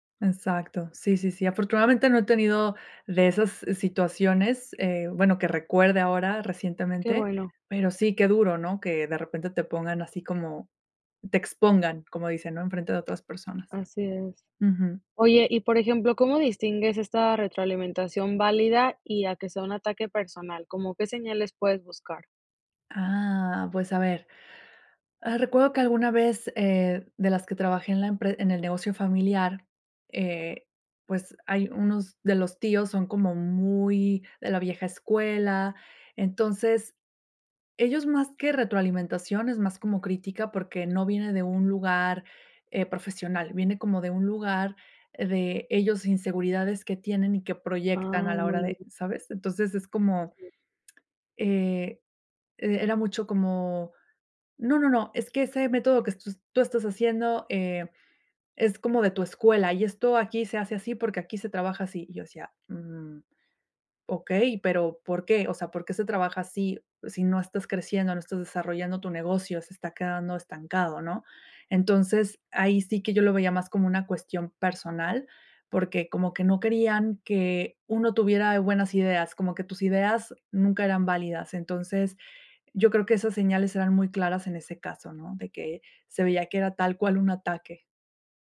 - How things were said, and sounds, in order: drawn out: "Ah"; tapping
- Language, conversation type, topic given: Spanish, podcast, ¿Cómo manejas la retroalimentación difícil sin tomártela personal?